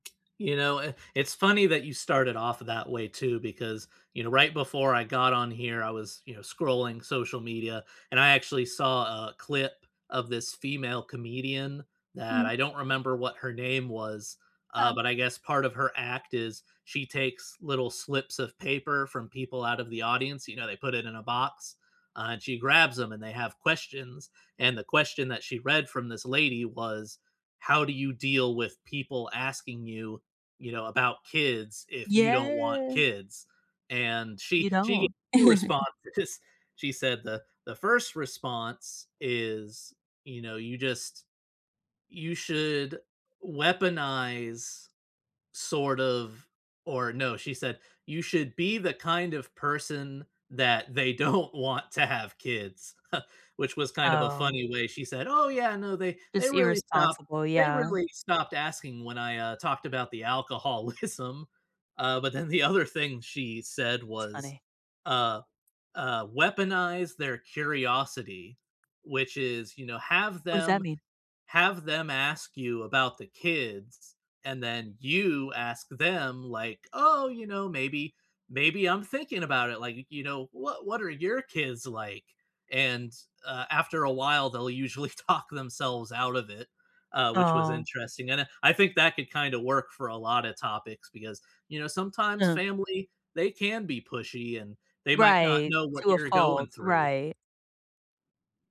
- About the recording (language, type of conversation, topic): English, unstructured, How can you convince your family to respect your boundaries?
- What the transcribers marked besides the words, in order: tapping; drawn out: "Yeah"; chuckle; laughing while speaking: "responses, 'cause"; laughing while speaking: "don't"; chuckle; laughing while speaking: "alcoholism"; laughing while speaking: "usually talk"; other background noise